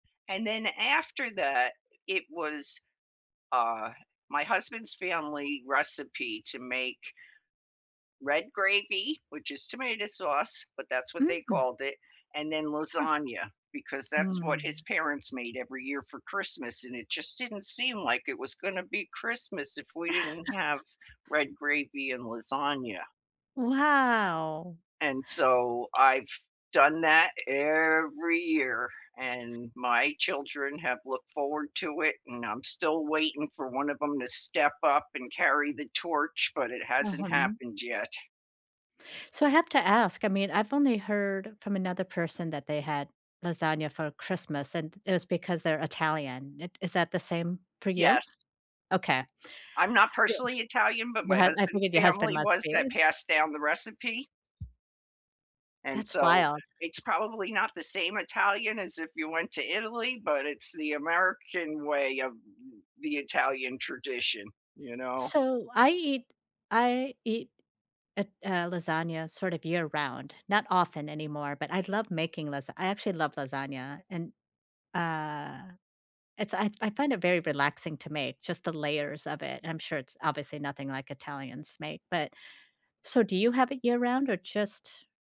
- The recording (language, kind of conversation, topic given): English, unstructured, What everyday skill have you shared or learned that has made life easier together?
- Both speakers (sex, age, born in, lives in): female, 55-59, Vietnam, United States; female, 70-74, United States, United States
- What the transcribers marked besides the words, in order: tapping; chuckle; drawn out: "Wow"; drawn out: "every year"; unintelligible speech